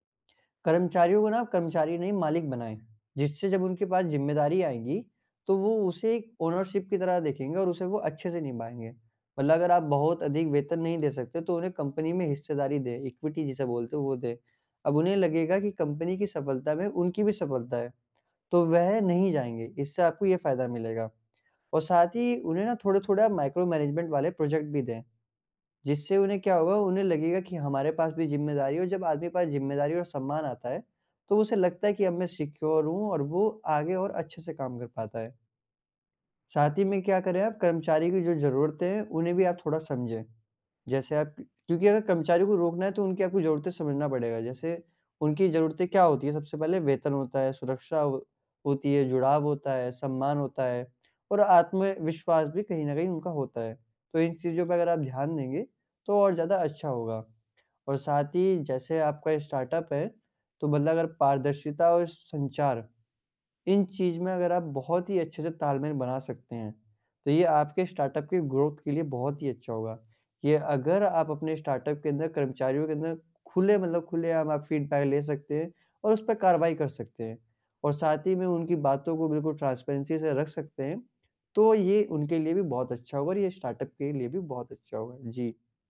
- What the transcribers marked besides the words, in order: in English: "ओनरशिप"; in English: "इक्विटी"; in English: "कंपनी"; in English: "माइक्रो मैनेजमेंट"; in English: "प्रोजेक्ट"; in English: "सिक्योर"; in English: "स्टार्टअप"; in English: "स्टार्टअप"; in English: "ग्रोथ"; in English: "स्टार्टअप"; in English: "फीडबैक"; in English: "ट्रांसपेरेंसी"; in English: "स्टार्टअप"
- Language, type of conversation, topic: Hindi, advice, स्टार्टअप में मजबूत टीम कैसे बनाऊँ और कर्मचारियों को लंबे समय तक कैसे बनाए रखूँ?